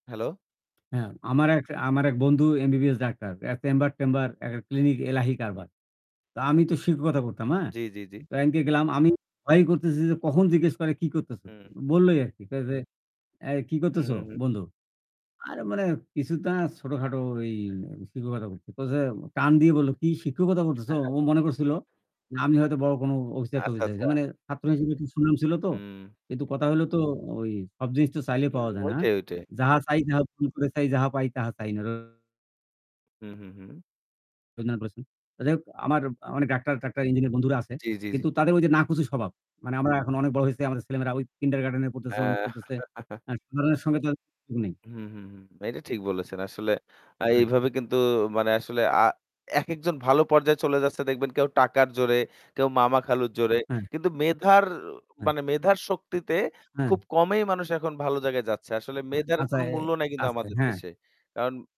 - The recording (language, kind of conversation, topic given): Bengali, unstructured, শিক্ষা প্রতিষ্ঠানে অনিয়ম কি খুবই সাধারণ?
- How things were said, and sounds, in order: unintelligible speech; laugh; unintelligible speech; distorted speech; unintelligible speech